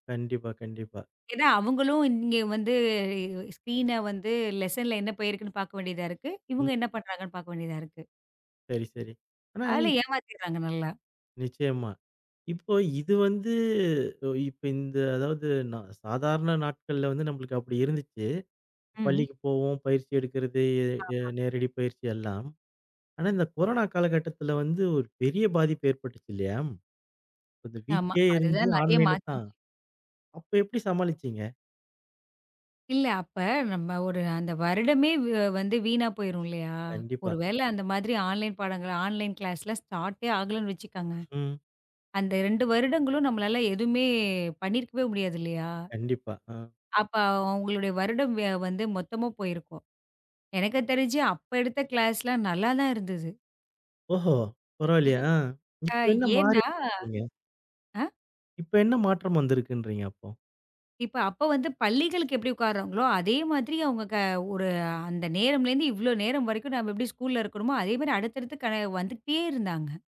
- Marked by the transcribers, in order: drawn out: "வந்து"; unintelligible speech; other noise; in English: "ஆன்லைன்"; in English: "ஆன்லைன் கிளாஸ் ஸ்டார்ட்டே"; drawn out: "எதுவுமே"; in English: "கிளாஸ்"; "பரவாயில்லையே?" said as "பரவாயில்லையா?"; chuckle; drawn out: "ஏன்னா?"; surprised: "அ"
- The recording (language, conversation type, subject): Tamil, podcast, நீங்கள் இணைய வழிப் பாடங்களையா அல்லது நேரடி வகுப்புகளையா அதிகம் விரும்புகிறீர்கள்?